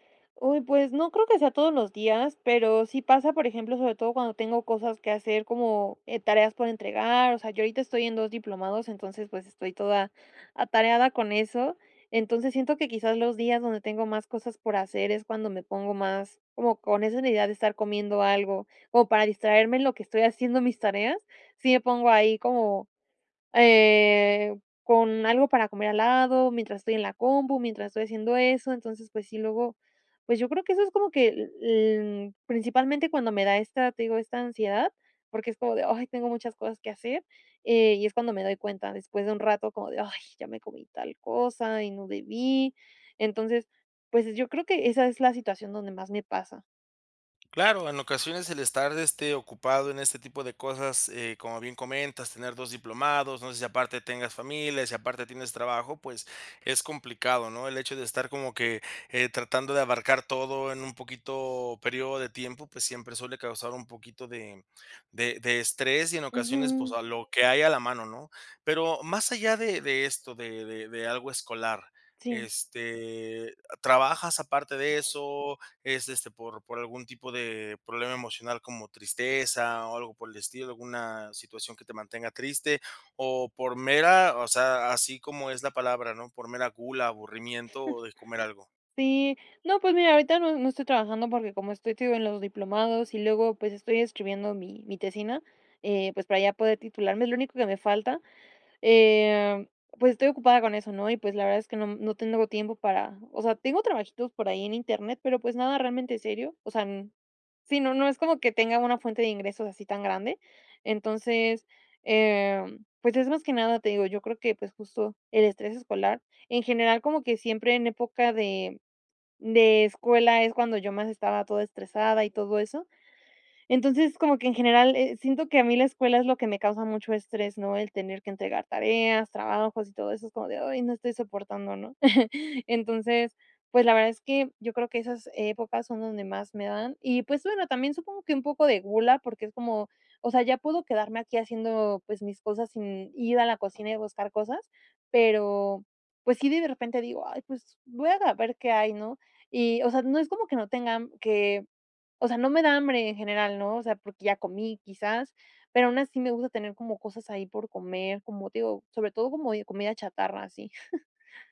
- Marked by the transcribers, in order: other noise; chuckle; chuckle; chuckle
- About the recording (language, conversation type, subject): Spanish, advice, ¿Cómo puedo manejar el comer por estrés y la culpa que siento después?